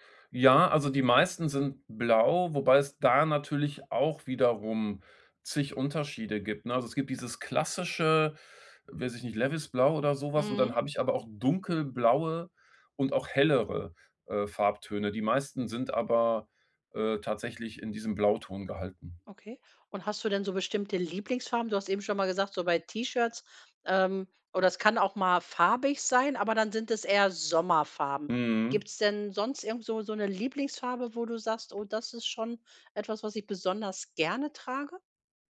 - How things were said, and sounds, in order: stressed: "Sommerfarben"; other background noise
- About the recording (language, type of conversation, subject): German, podcast, Wie findest du deinen persönlichen Stil, der wirklich zu dir passt?